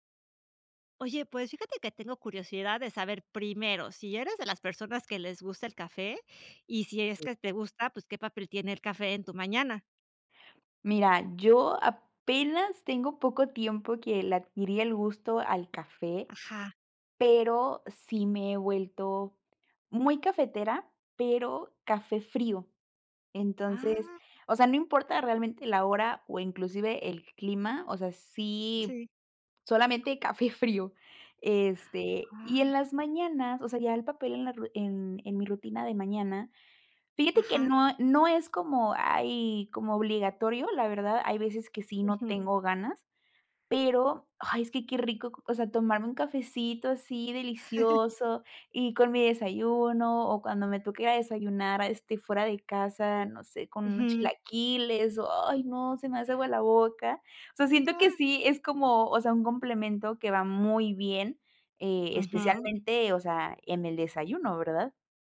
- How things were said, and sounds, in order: laughing while speaking: "frío"; gasp; chuckle
- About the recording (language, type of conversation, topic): Spanish, podcast, ¿Qué papel tiene el café en tu mañana?